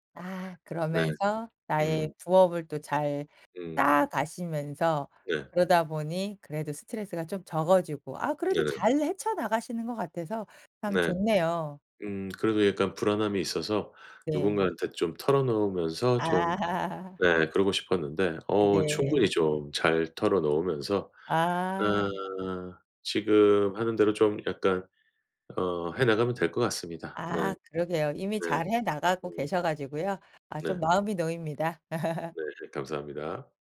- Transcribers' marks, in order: laugh; laugh
- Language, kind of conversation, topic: Korean, advice, 조직 개편으로 팀과 업무 방식이 급격히 바뀌어 불안할 때 어떻게 대처하면 좋을까요?